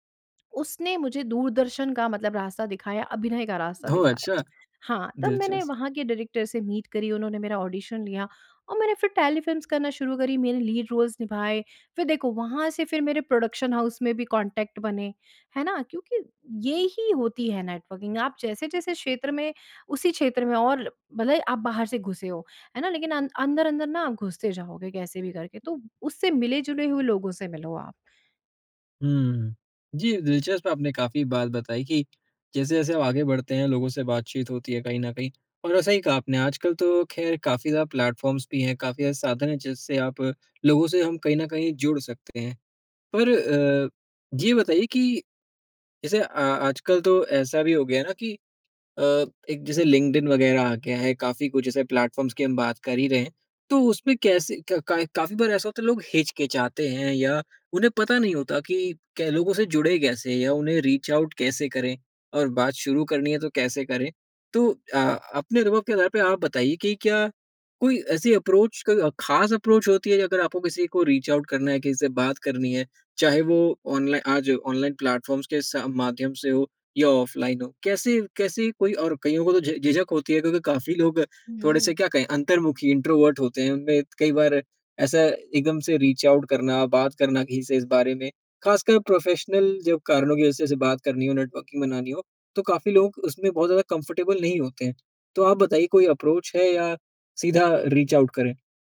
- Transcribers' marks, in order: in English: "डायरेक्टर"; in English: "मीट"; in English: "ऑडिशन"; in English: "टेलीफ़िल्म्स"; in English: "लीड रोल्स"; in English: "प्रोडक्शन हाउस"; in English: "कॉन्टैक्ट"; in English: "नेटवर्किंग"; in English: "प्लेटफ़ॉर्म्स"; in English: "प्लेटफ़ॉर्म्स"; in English: "रीच आउट"; in English: "अप्रोच"; in English: "अप्रोच"; in English: "रीच आउट"; in English: "प्लेटफ़ॉर्म्स"; in English: "इंट्रोवर्ट"; in English: "रीच आउट"; in English: "प्रोफ़ेशनल"; in English: "नेटवर्किंग"; in English: "कंफ़र्टेबल"; in English: "अप्रोच"; in English: "रीच आउट"
- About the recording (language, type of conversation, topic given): Hindi, podcast, करियर बदलने के लिए नेटवर्किंग कितनी महत्वपूर्ण होती है और इसके व्यावहारिक सुझाव क्या हैं?